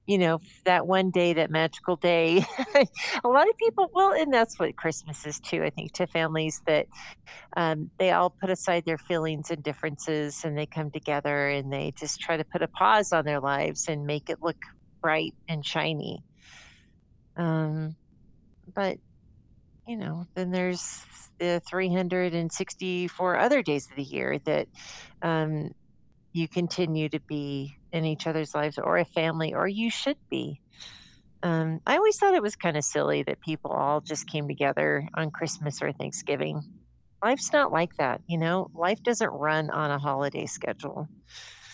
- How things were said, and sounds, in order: laugh; laughing while speaking: "I"; other background noise
- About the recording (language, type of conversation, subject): English, unstructured, How can you encourage someone to open up about their feelings?